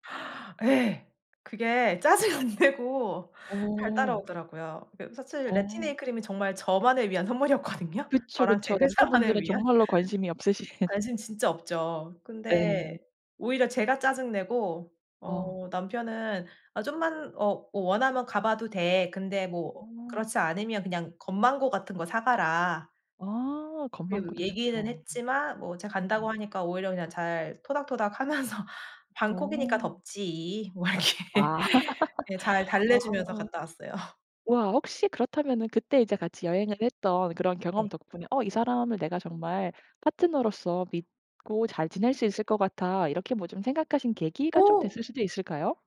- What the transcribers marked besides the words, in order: inhale; other background noise; laughing while speaking: "짜증 안 내고"; "레티날" said as "레티네일"; tapping; laughing while speaking: "선물이었거든요"; laughing while speaking: "회사만을 위한"; laughing while speaking: "없으신"; laughing while speaking: "하면서"; laughing while speaking: "이렇게"; laugh; laughing while speaking: "왔어요"
- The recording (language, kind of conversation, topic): Korean, podcast, 가장 기억에 남는 여행은 언제였나요?